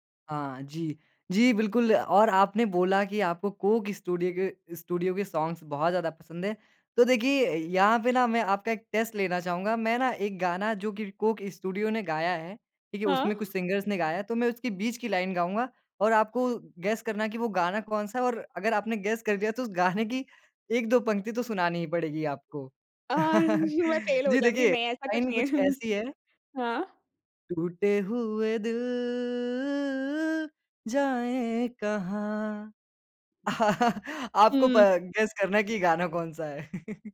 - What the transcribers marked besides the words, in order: in English: "सॉन्ग्स"; in English: "टेस्ट"; laughing while speaking: "हाँ"; in English: "सिंगर्स"; in English: "गेस"; in English: "गेस"; laughing while speaking: "गाने की"; laughing while speaking: "अ"; chuckle; laugh; chuckle; singing: "टूटे हुए दिल जाएँ कहाँ?"; laugh; in English: "गेस"; chuckle
- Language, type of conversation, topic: Hindi, podcast, आजकल लोगों की संगीत पसंद कैसे बदल रही है?